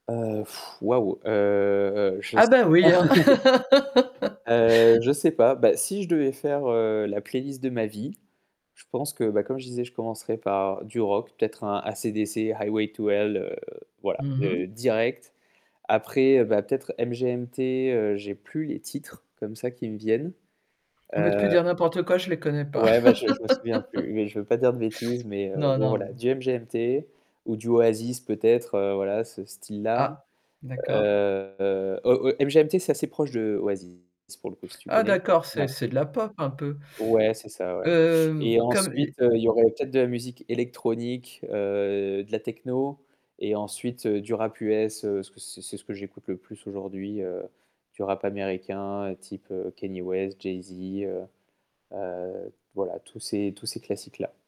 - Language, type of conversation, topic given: French, podcast, As-tu une bande-son pour les différentes périodes de ta vie ?
- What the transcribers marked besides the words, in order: static; blowing; laugh; background speech; tapping; distorted speech; laugh